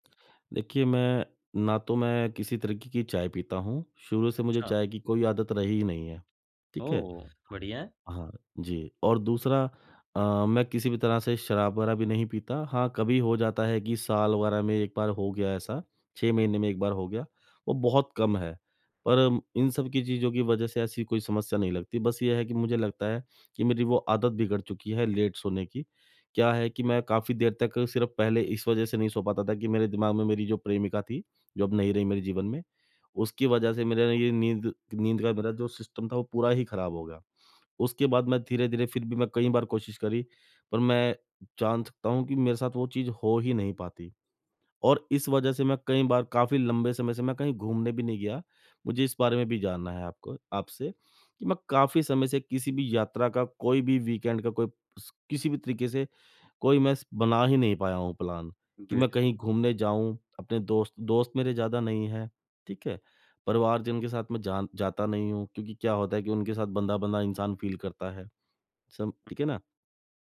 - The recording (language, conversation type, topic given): Hindi, advice, यात्रा या सप्ताहांत के दौरान मैं अपनी दिनचर्या में निरंतरता कैसे बनाए रखूँ?
- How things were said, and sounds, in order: other background noise; in English: "लेट"; in English: "सिस्टम"; in English: "वीकेंड"; in English: "प्लान"; in English: "फ़ील"